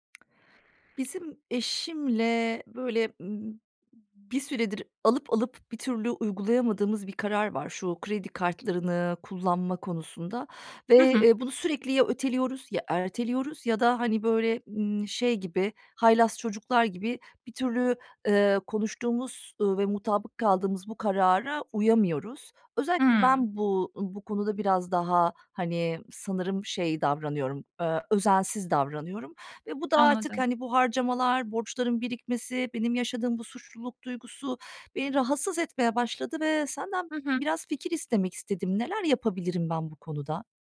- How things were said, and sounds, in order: other background noise
- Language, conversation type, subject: Turkish, advice, Kredi kartı borcumu azaltamayıp suçluluk hissettiğimde bununla nasıl başa çıkabilirim?